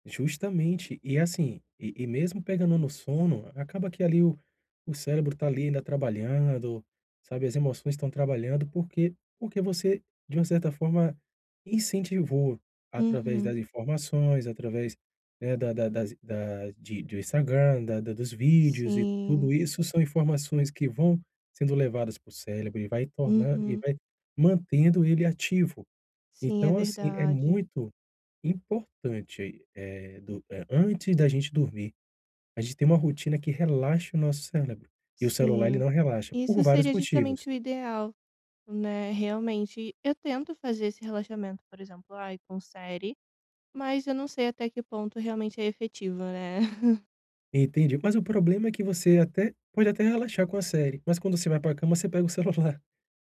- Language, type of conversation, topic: Portuguese, advice, Como posso criar uma rotina pré-sono sem aparelhos digitais?
- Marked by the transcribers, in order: "cérebro" said as "célebro"; "cérebro" said as "célebro"; laugh